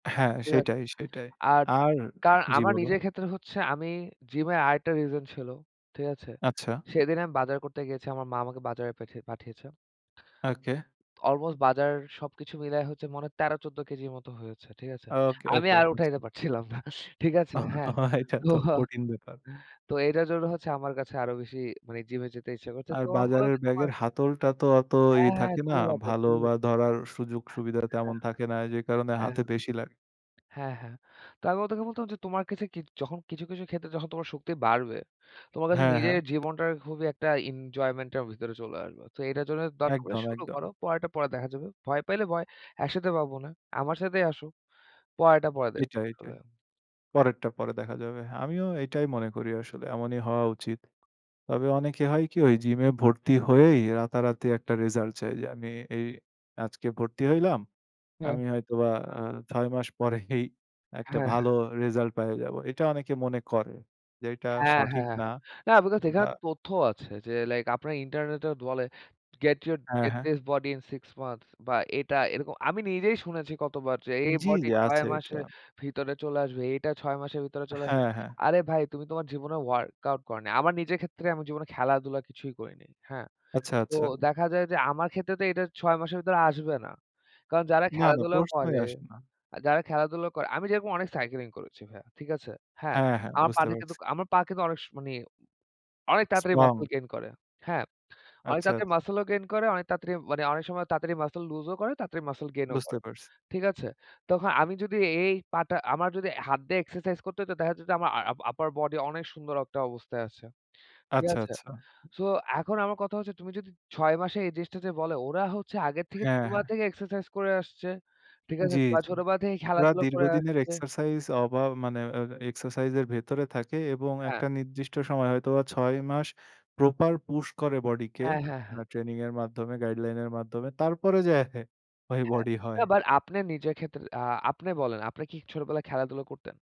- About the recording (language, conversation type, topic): Bengali, unstructured, অনেক মানুষ কেন ব্যায়াম করতে ভয় পান?
- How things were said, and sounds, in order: other background noise; laughing while speaking: "ওহ! এটা তো কঠিন ব্যাপার"; laughing while speaking: "পরেই"; "মানে" said as "মানি"; tapping; in English: "প্রপার পুশ"